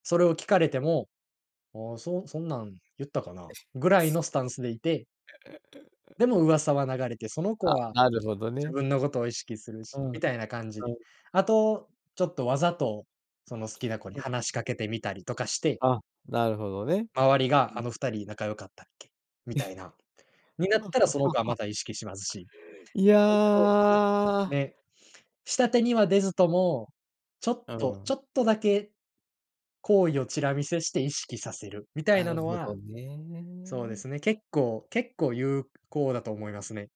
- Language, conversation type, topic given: Japanese, podcast, 初対面の人と自然に打ち解けるには、どうすればいいですか？
- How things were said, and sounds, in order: other background noise; giggle; giggle; laugh; drawn out: "いや"